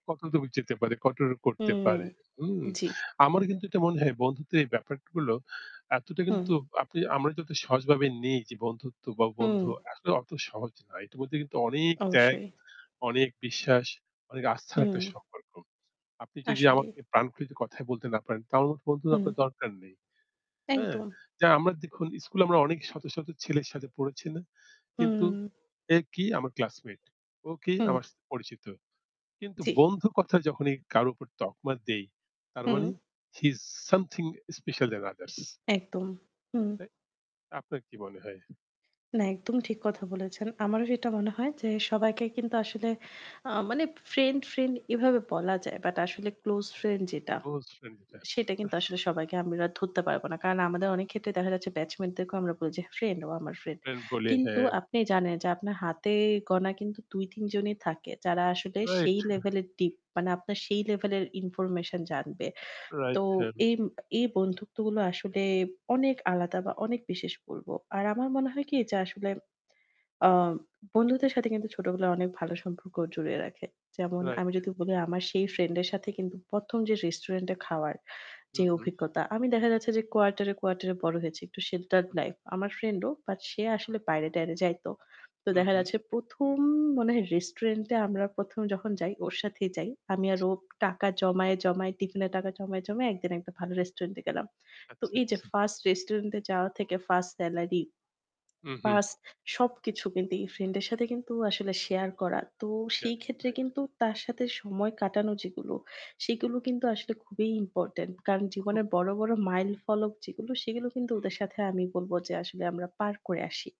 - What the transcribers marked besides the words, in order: static; other background noise; in English: "he is something special then others"; in English: "close friend"; in English: "batchmate"; "গোনা" said as "গণা"; in English: "deep"; in English: "information"; "প্রথম" said as "পথম"; in English: "quarter"; in English: "sheltered life"
- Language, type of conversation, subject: Bengali, unstructured, পুরনো বন্ধুত্বের স্মৃতিগুলো আপনাকে কীভাবে প্রভাবিত করেছে?